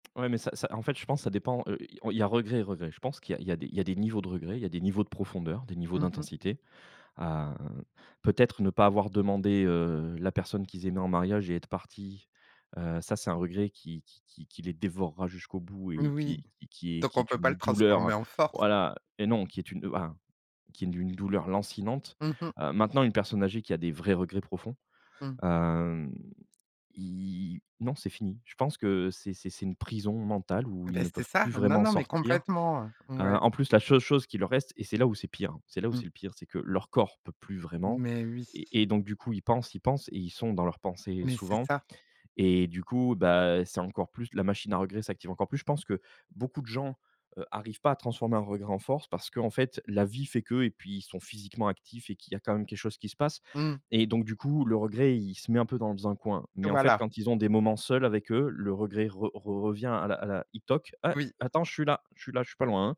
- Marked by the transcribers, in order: "seule" said as "cheule"
- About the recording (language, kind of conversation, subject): French, podcast, Peut-on transformer un regret en force ?